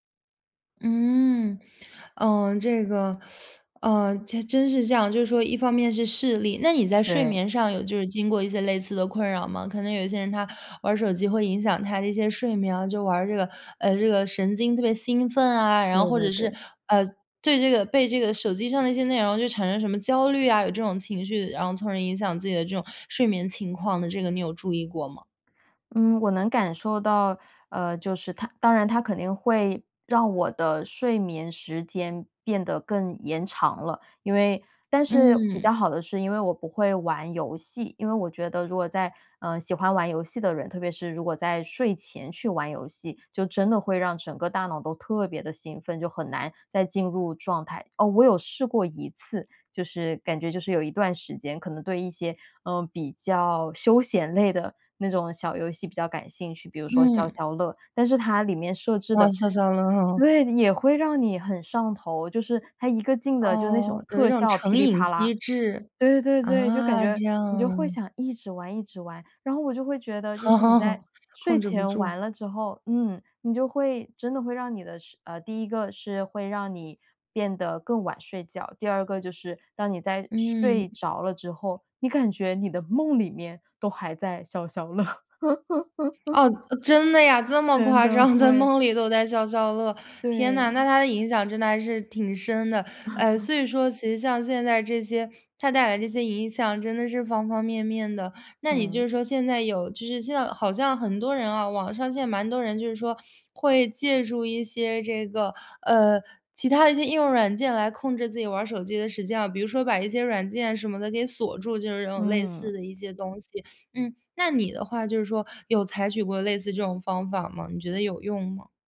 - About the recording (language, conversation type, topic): Chinese, podcast, 你会用哪些方法来对抗手机带来的分心？
- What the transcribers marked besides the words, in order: teeth sucking; other background noise; laugh; laughing while speaking: "消消乐"; laugh; surprised: "哦，呃，真的呀，这么夸张，在梦里都在消消乐"; chuckle